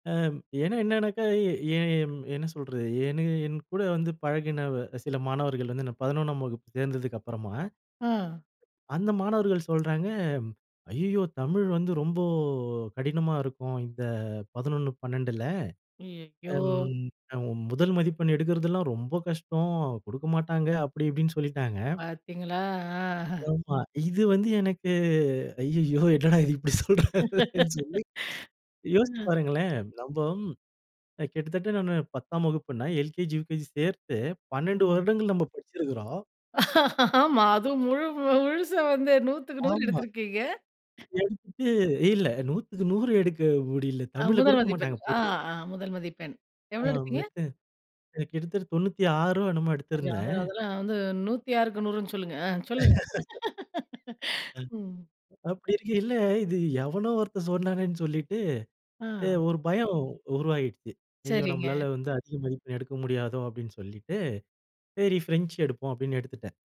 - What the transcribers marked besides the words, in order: laughing while speaking: "ஐயய்யோ! என்னடா இது இப்பிடி சொல்றாங்களேன்னு சொல்லி"; laugh; "நம்ப" said as "நம்பம்"; unintelligible speech; laugh; other noise; unintelligible speech; laugh; laugh
- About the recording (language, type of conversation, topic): Tamil, podcast, மொழியை உயிரோடே வைத்திருக்க நீங்கள் என்ன செய்யப் போகிறீர்கள்?